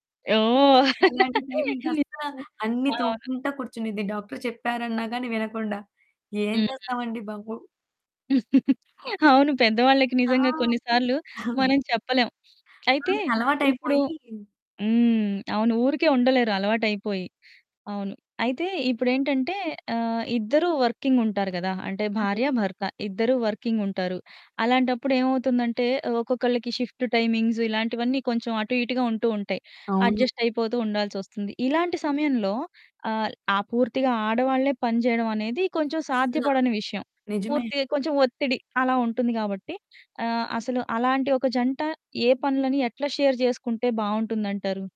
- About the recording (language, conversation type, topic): Telugu, podcast, మీ ఇంట్లో ఇంటి పనులను పంచుకునేందుకు మీరు ఏ విధానాన్ని అనుసరిస్తారు?
- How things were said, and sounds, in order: laugh; in English: "టైమింగ్"; chuckle; chuckle; other background noise; in English: "వర్కింగ్"; in English: "వర్కింగ్"; in English: "టైమింగ్స్"; in English: "అడ్జస్ట్"; in English: "షేర్"